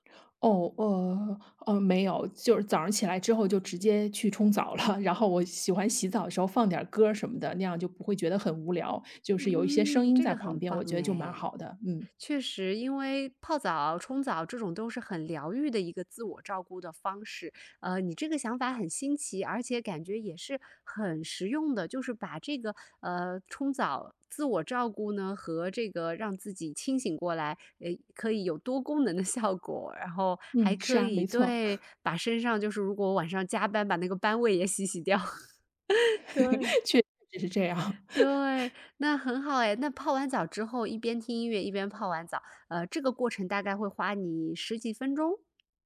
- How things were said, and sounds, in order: laughing while speaking: "了"; laughing while speaking: "效果"; laugh; laughing while speaking: "洗洗掉"; laugh; laugh
- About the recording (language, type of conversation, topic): Chinese, podcast, 你早上通常是怎么开始新一天的？